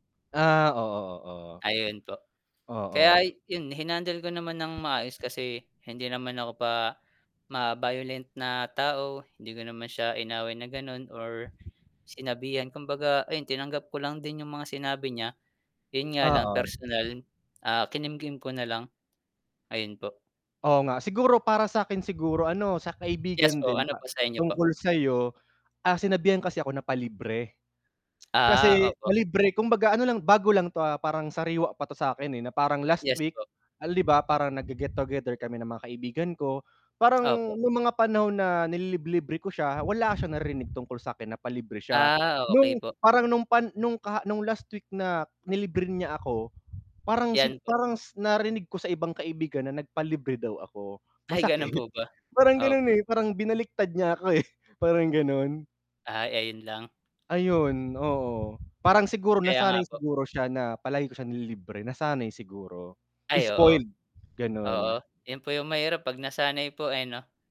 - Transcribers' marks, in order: tapping; other background noise; static; wind; scoff; laughing while speaking: "eh"
- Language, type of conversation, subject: Filipino, unstructured, Ano ang pinakamasakit na sinabi ng iba tungkol sa iyo?
- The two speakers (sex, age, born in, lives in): male, 25-29, Philippines, Philippines; male, 30-34, Philippines, Philippines